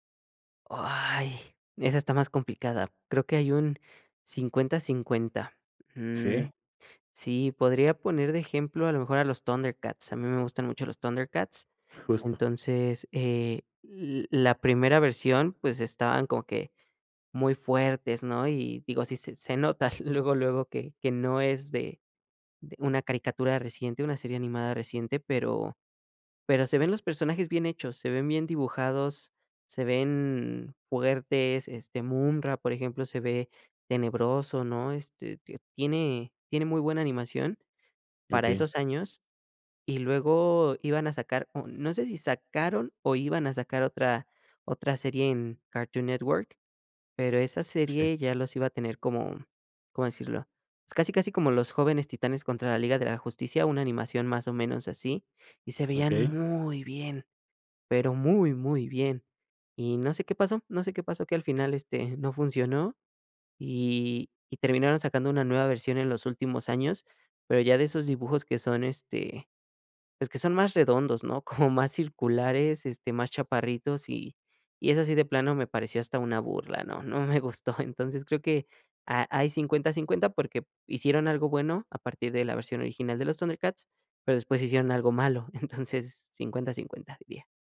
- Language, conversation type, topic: Spanish, podcast, ¿Te gustan más los remakes o las historias originales?
- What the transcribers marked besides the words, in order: chuckle; chuckle; chuckle; chuckle